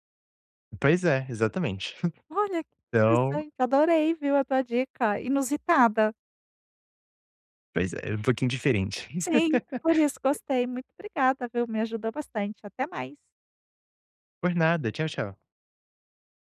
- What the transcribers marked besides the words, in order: chuckle; laugh
- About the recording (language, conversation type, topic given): Portuguese, advice, Como posso variar minha rotina de treino quando estou entediado(a) com ela?